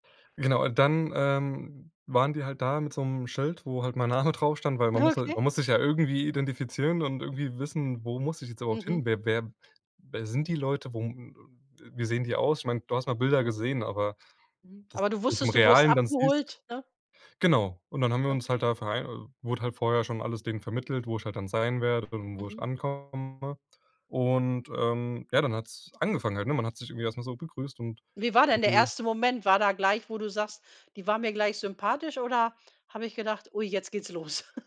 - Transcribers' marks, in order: laughing while speaking: "Name"; joyful: "Okay"; chuckle
- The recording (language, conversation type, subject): German, podcast, Wie hast du Freundschaften mit Einheimischen geschlossen?